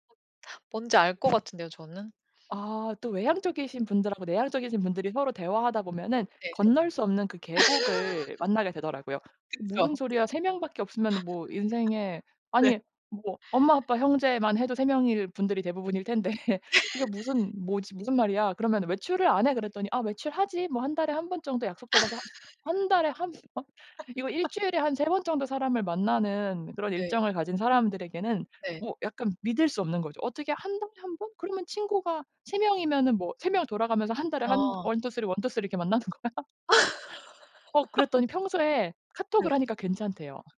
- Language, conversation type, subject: Korean, podcast, 혼자만의 시간이 주는 즐거움은 무엇인가요?
- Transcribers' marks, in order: other background noise; laugh; laughing while speaking: "그쵸"; laugh; laughing while speaking: "네"; laugh; laugh; in English: "원 투 쓰리, 원 투 쓰리"; laugh